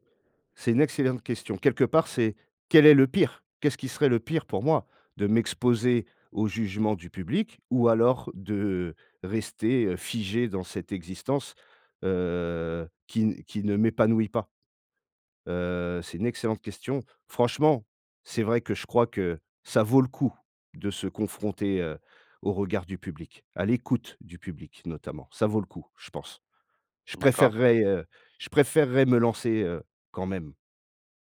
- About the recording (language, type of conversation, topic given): French, advice, Comment dépasser la peur d’échouer qui m’empêche de lancer mon projet ?
- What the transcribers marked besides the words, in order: none